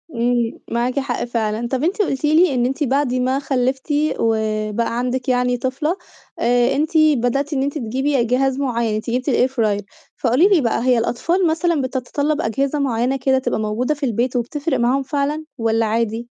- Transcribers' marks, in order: tapping; in English: "الair fryer"
- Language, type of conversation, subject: Arabic, podcast, بصراحة، إزاي التكنولوجيا ممكن تسهّل علينا شغل البيت اليومي؟